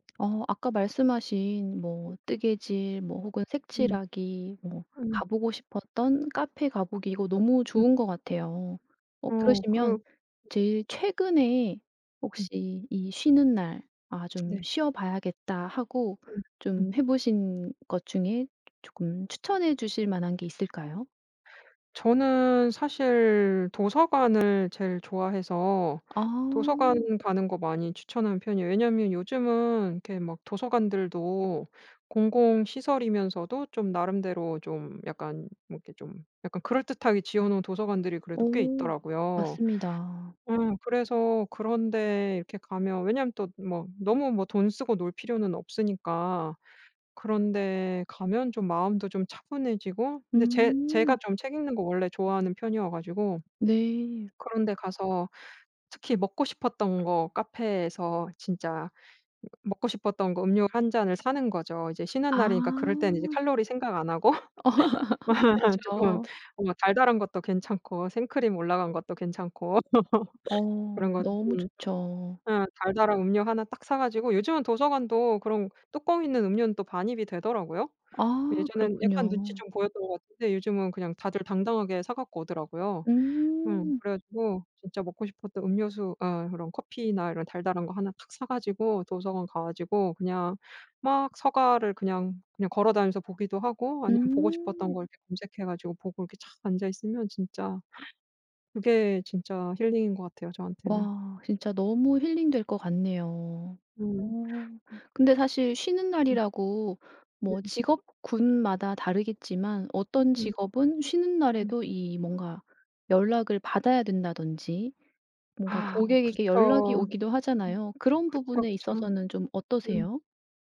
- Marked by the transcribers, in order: other background noise; tapping; laughing while speaking: "하고"; laugh; laugh
- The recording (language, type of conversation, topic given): Korean, podcast, 쉬는 날을 진짜로 쉬려면 어떻게 하세요?